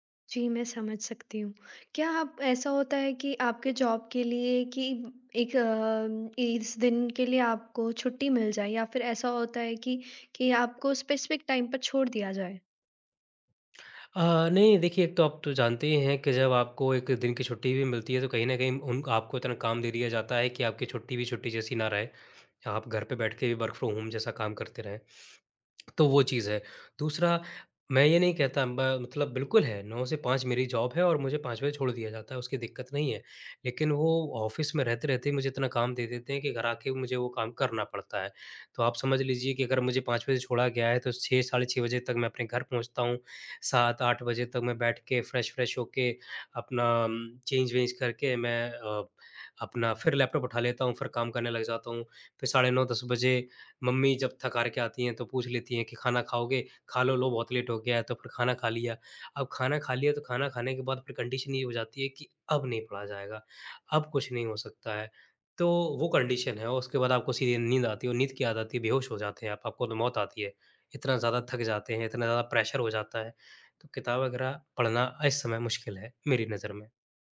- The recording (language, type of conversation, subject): Hindi, advice, रोज़ पढ़ने की आदत बनानी है पर समय निकालना मुश्किल होता है
- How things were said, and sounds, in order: in English: "जॉब"; in English: "स्पेसिफ़िक टाइम"; in English: "वर्क फ्रॉम होम"; tongue click; in English: "जॉब"; in English: "ऑफ़िस"; in English: "फ्रेश-व्रेश"; in English: "चेंज-वेंज"; in English: "लेट"; in English: "कंडीशन"; in English: "कंडीशन"; in English: "प्रेशर"